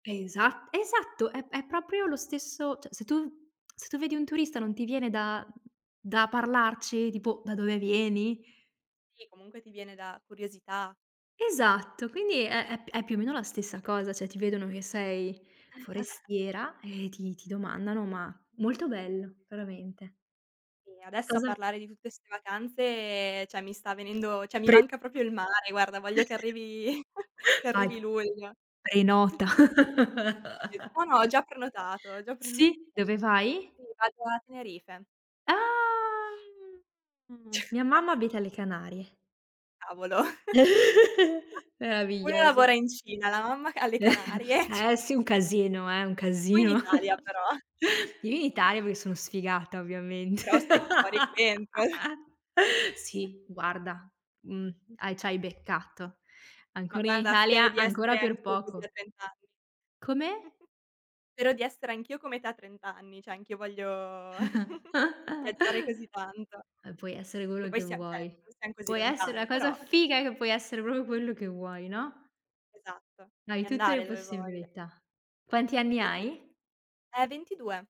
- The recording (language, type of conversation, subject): Italian, unstructured, Qual è stata la vacanza più bella della tua vita?
- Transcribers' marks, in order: "cioè" said as "ceh"; "Cioè" said as "ceh"; chuckle; tapping; "proprio" said as "propio"; chuckle; chuckle; drawn out: "Ah"; other background noise; chuckle; chuckle; chuckle; "perché" said as "pechè"; chuckle; laugh; chuckle; "Italia" said as "Ihalia"; chuckle; "cioè" said as "ceh"; chuckle; drawn out: "voglio"; chuckle; "cioè" said as "ceh"; "proprio" said as "propo"; chuckle